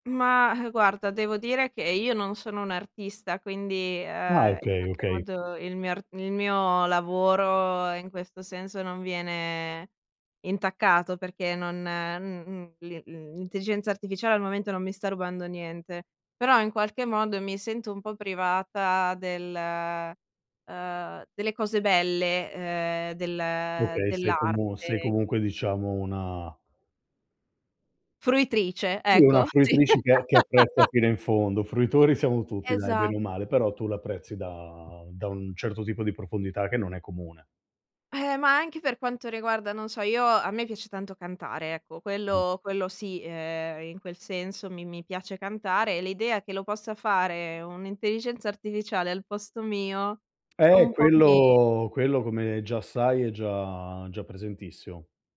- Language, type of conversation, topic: Italian, advice, Come posso prendere una decisione importante senza tradire i miei valori personali?
- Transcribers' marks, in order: drawn out: "viene"; other background noise; laugh; tapping